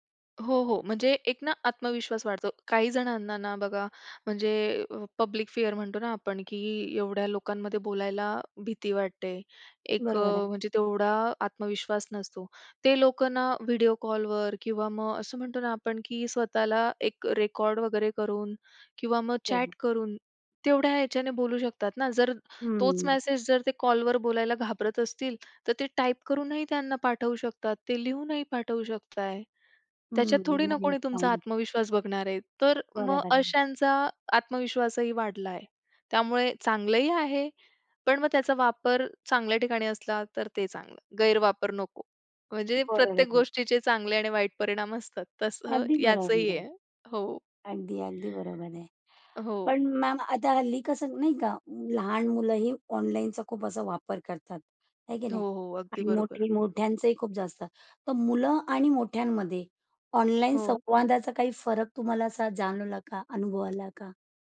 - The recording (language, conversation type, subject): Marathi, podcast, घरातल्या लोकांशी फक्त ऑनलाइन संवाद ठेवल्यावर नात्यात बदल होतो का?
- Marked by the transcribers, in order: in English: "पब्लिक फिअर"; in English: "चॅट"; other background noise; sigh; tapping